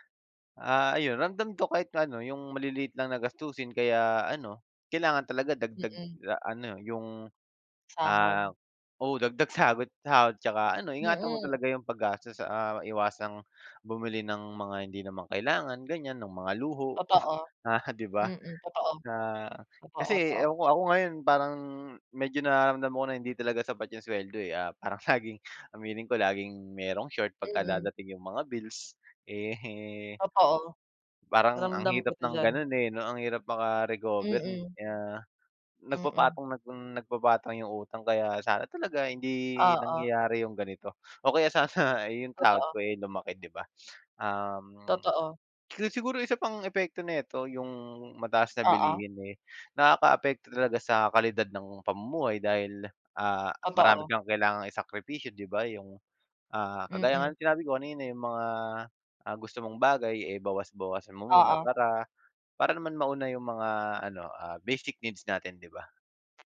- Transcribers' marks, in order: none
- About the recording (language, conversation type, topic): Filipino, unstructured, Ano ang masasabi mo tungkol sa pagtaas ng presyo ng mga bilihin kamakailan?